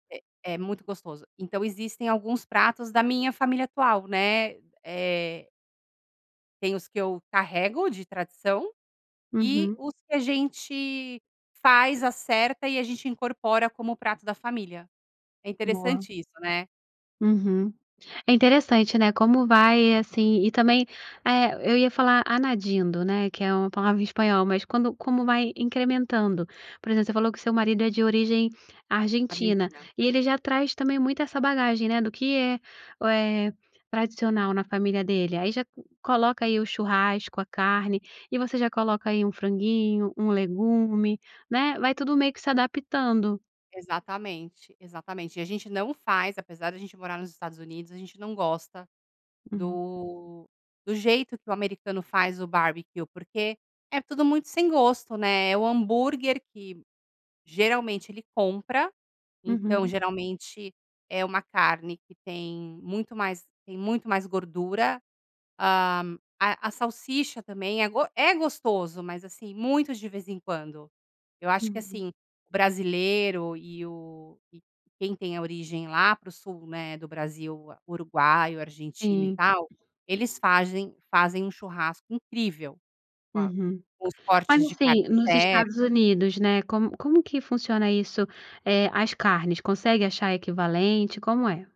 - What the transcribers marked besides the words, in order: in Spanish: "anadindo"; "añadiendo" said as "anadindo"; put-on voice: "barbecue"; other background noise
- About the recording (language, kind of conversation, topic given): Portuguese, podcast, Qual é uma comida tradicional que reúne a sua família?